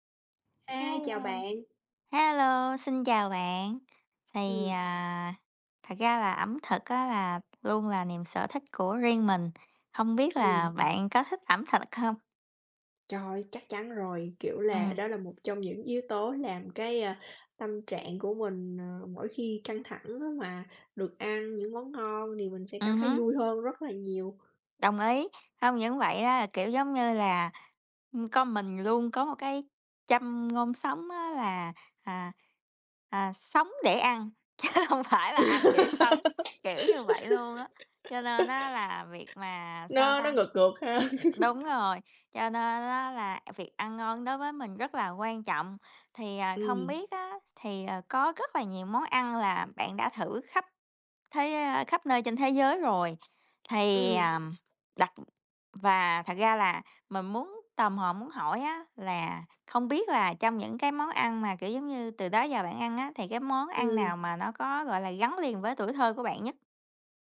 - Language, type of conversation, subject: Vietnamese, unstructured, Món ăn nào gắn liền với ký ức tuổi thơ của bạn?
- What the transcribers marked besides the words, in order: other background noise; tapping; laughing while speaking: "chứ hông phải là"; laugh; laugh; other noise